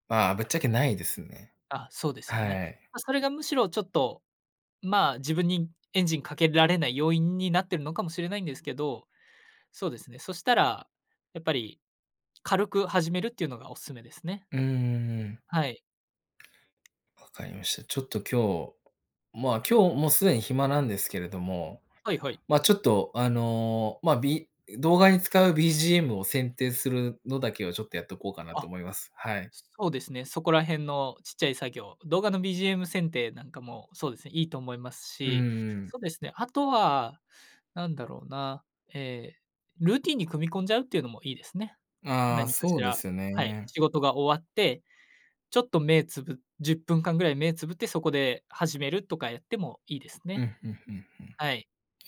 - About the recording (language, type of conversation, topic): Japanese, advice, 仕事中に集中するルーティンを作れないときの対処法
- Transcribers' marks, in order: other noise; tapping